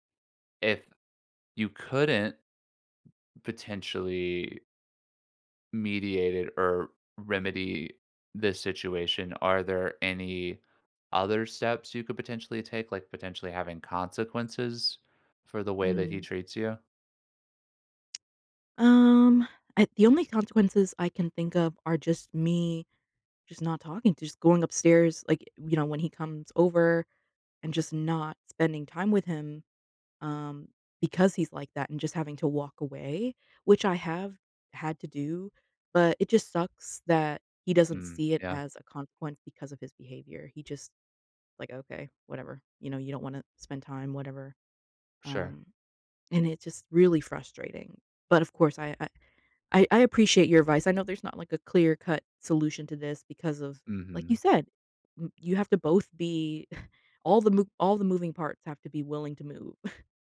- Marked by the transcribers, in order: tapping; scoff; chuckle
- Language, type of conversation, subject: English, advice, How can I address ongoing tension with a close family member?